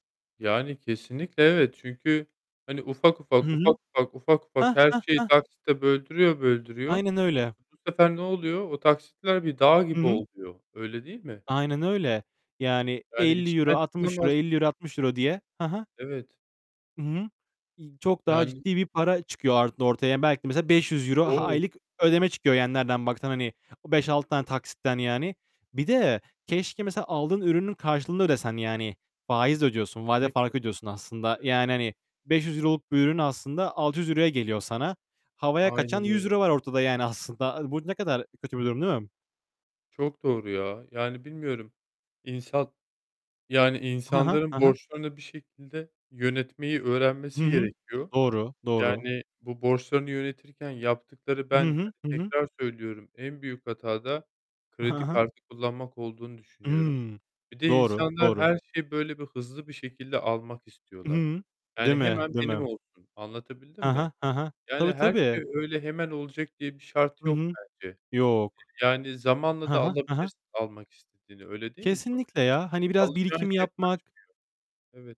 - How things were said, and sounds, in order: tapping; distorted speech; other background noise; static
- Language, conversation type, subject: Turkish, unstructured, Neden çoğu insan borç batağına sürükleniyor?